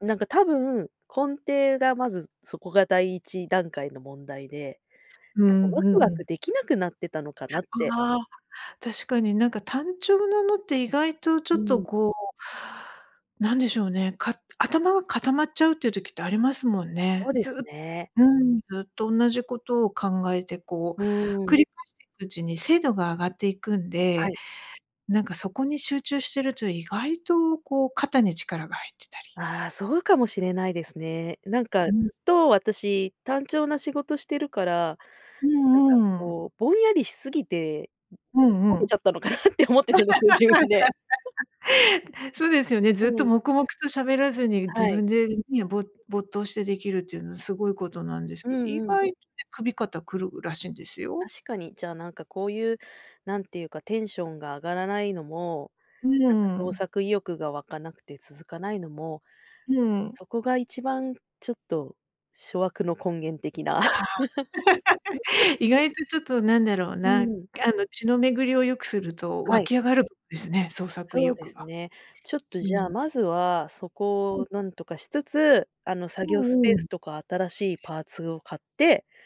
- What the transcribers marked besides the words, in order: laughing while speaking: "かなって思ってたんですよ、自分で"; laugh; chuckle; laugh
- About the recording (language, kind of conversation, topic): Japanese, advice, 創作を習慣にしたいのに毎日続かないのはどうすれば解決できますか？